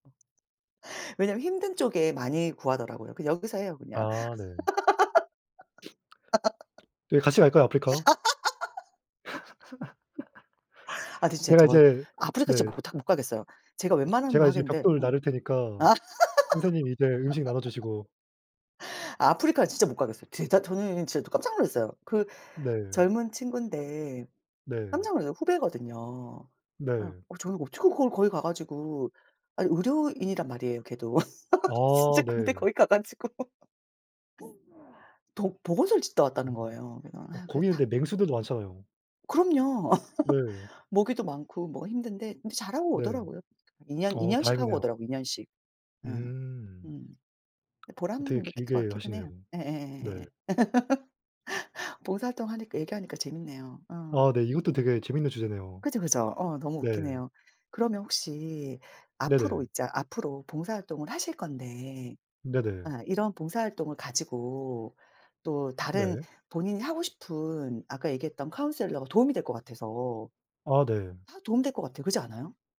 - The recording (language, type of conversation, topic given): Korean, unstructured, 봉사활동을 해본 적이 있으신가요? 가장 기억에 남는 경험은 무엇인가요?
- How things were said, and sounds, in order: other background noise; sniff; laugh; tapping; laugh; "진짜" said as "디따"; laugh; laughing while speaking: "진짜 근데 거기 가 가지고"; laugh; laugh; in English: "카운셀러가"